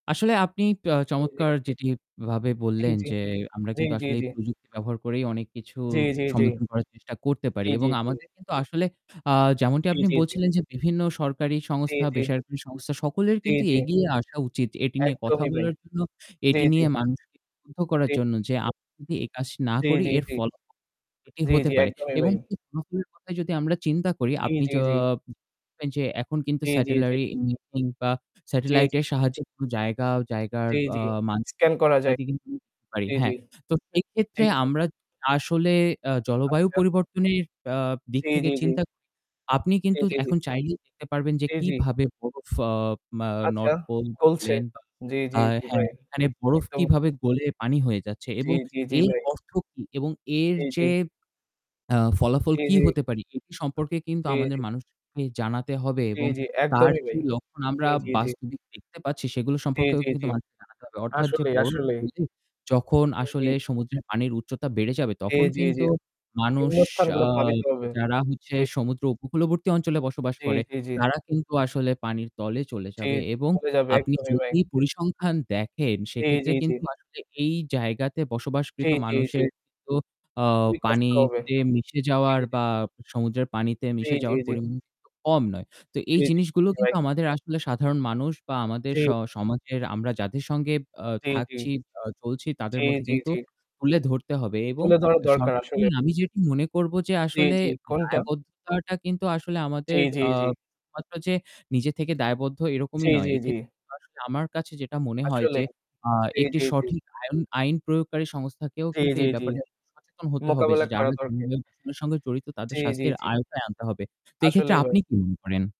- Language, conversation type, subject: Bengali, unstructured, আমরা জলবায়ু পরিবর্তনের প্রভাব কীভাবে বুঝতে পারি?
- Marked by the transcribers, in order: static; distorted speech; "ভাই" said as "বাই"; unintelligible speech; unintelligible speech; unintelligible speech; in English: "Satellite imaging"; unintelligible speech; unintelligible speech; "খুলছে" said as "কুলছে"; other background noise; "ভাই" said as "বাই"; "ভাই" said as "বাই"; unintelligible speech